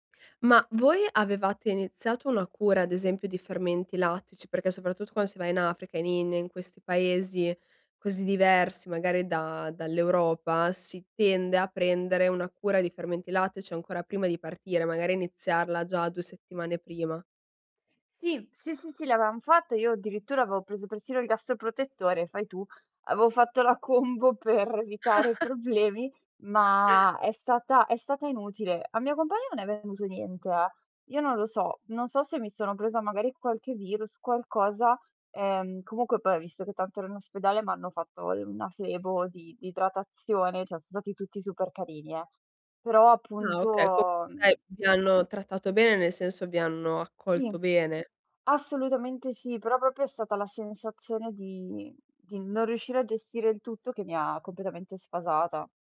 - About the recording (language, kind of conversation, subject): Italian, advice, Cosa posso fare se qualcosa va storto durante le mie vacanze all'estero?
- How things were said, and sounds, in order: chuckle; "cioè" said as "ceh"